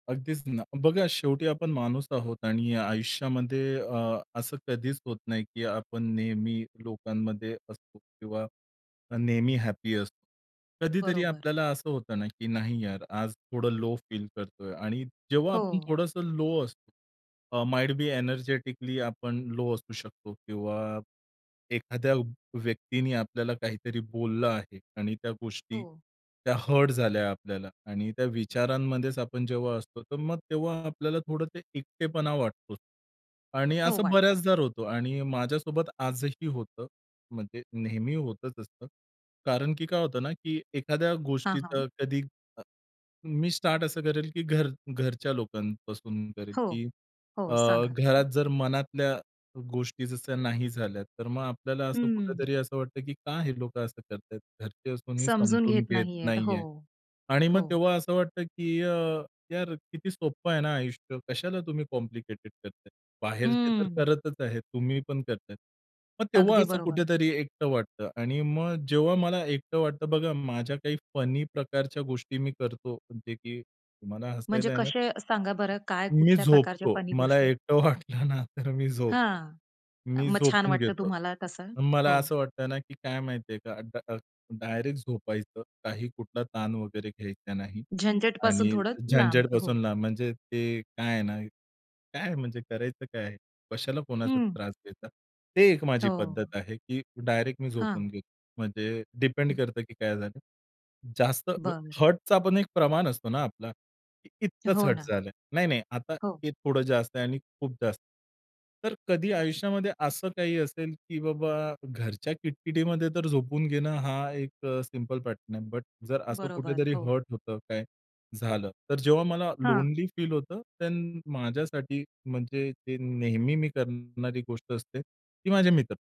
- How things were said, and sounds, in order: other background noise; tapping; in English: "माईट बी एनर्जेटिकली"; other noise; in English: "कॉम्प्लिकेटेड"; laughing while speaking: "एकटं वाटलं ना तर"; in English: "पॅटर्न"; in English: "बट"; in English: "लोनली"; in English: "देन"
- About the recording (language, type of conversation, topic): Marathi, podcast, जेव्हा तुम्हाला एकटं वाटतं, तेव्हा तुम्ही काय करता?